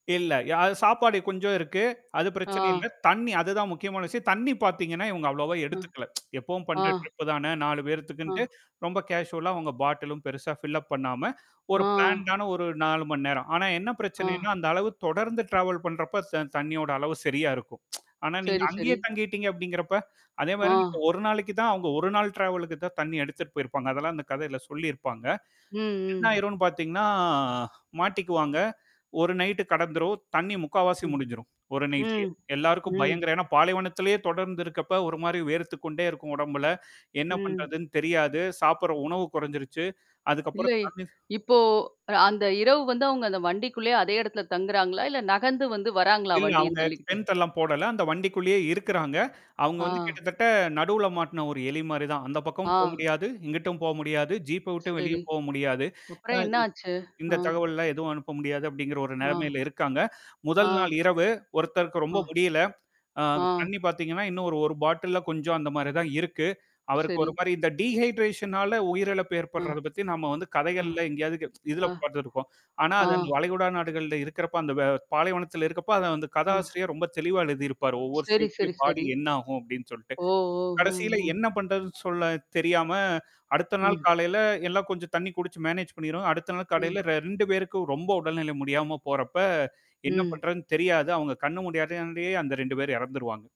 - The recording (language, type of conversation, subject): Tamil, podcast, ஒரு கதை உங்கள் வாழ்க்கையை எப்படிப் பாதித்தது?
- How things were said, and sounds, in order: mechanical hum; tsk; in English: "கேசுவலா"; in English: "பாட்டிலும்"; in English: "ஃபில்லப்"; in English: "பிளாண்ட்"; in English: "டிராவல்"; tsk; in English: "டிராவலுக்கு"; drawn out: "பாத்தீங்கன்னா"; in English: "நைட்"; in English: "நைட்லேயே"; in English: "டெண்ட்"; in English: "ஜீப்"; anticipating: "அப்புறம் என்ன ஆச்சு?"; in English: "பாட்டில்ல"; in English: "டிஹைட்ரேஷனால"; tsk; static; in English: "சீனுமே பாடி"; distorted speech; in English: "மேனேஜ்"; "முன்னாடியே" said as "மூடியவுடனேயே"